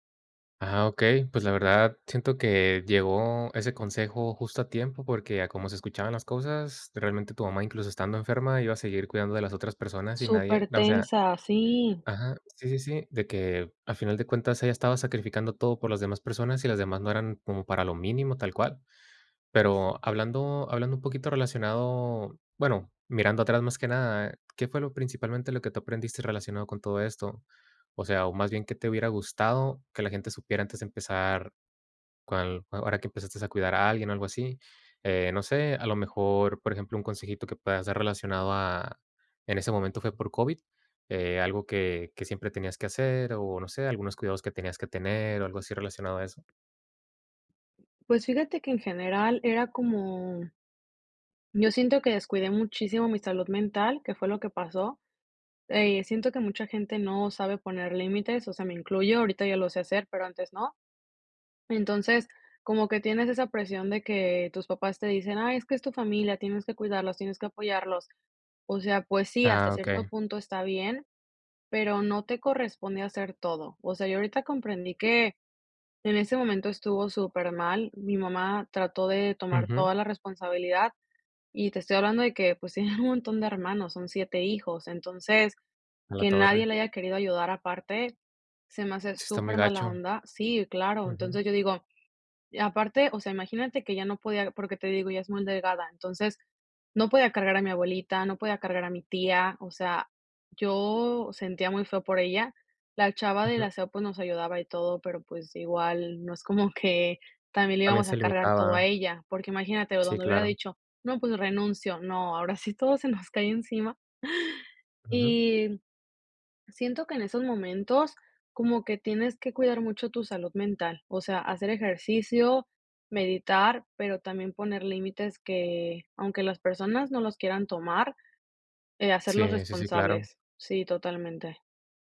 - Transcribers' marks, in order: other background noise; tapping; laughing while speaking: "pues"; laughing while speaking: "ahora sí"
- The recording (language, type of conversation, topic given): Spanish, podcast, ¿Cómo te transformó cuidar a alguien más?